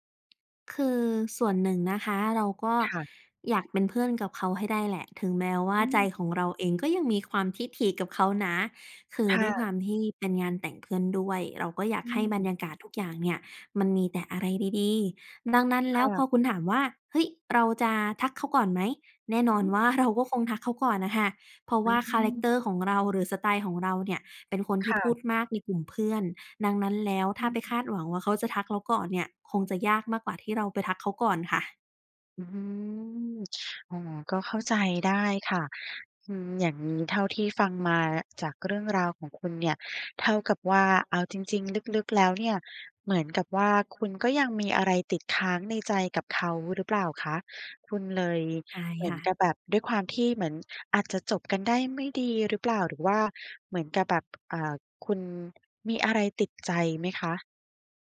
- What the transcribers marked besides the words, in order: none
- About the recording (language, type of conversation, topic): Thai, advice, อยากเป็นเพื่อนกับแฟนเก่า แต่ยังทำใจไม่ได้ ควรทำอย่างไร?